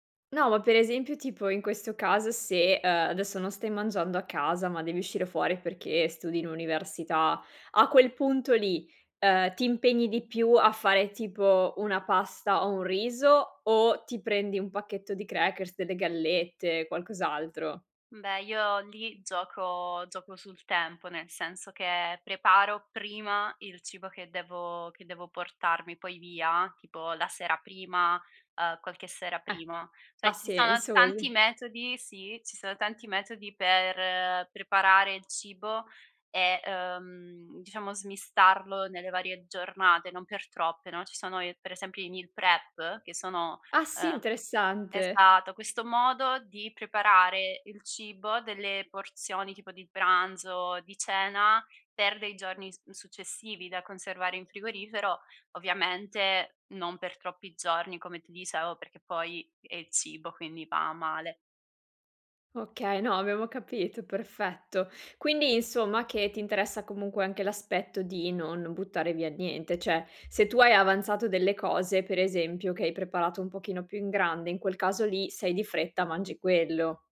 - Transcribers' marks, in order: laughing while speaking: "così"; tapping; in English: "meal prep"
- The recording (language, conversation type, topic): Italian, podcast, Come scegli cosa mangiare quando sei di fretta?